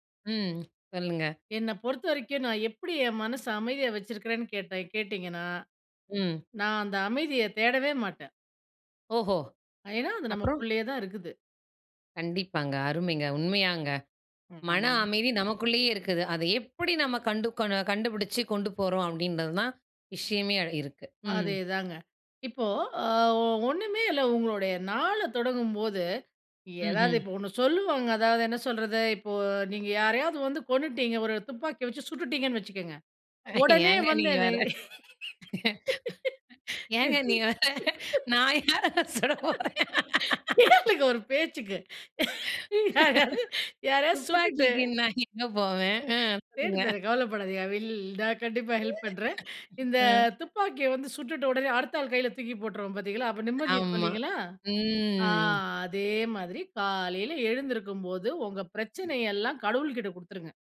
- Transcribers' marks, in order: lip smack; other background noise; laughing while speaking: "ஏங்க நீங்க வேற ஏங்க நீ வேற, நான் யாரை சுடப்போறேன்?"; inhale; laugh; inhale; laughing while speaking: "கேளுங்க, ஒரு பேச்சுக்கு யாராவது யாரையாவது சுட்டுட்டு"; inhale; laughing while speaking: "துப்பாக்கிக்கு நான் எங்க போவேன்? அ சொல்லுங்க"; inhale; inhale; laughing while speaking: "தேடி தரேன் கவலைப்படாதீங்க"; in English: "ஐ வில்"; in English: "ஹெல்ப்"; laughing while speaking: "அ"; inhale; chuckle; drawn out: "ம்"; other noise
- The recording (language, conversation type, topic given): Tamil, podcast, மனதை அமைதியாக வைத்துக் கொள்ள உங்களுக்கு உதவும் பழக்கங்கள் என்ன?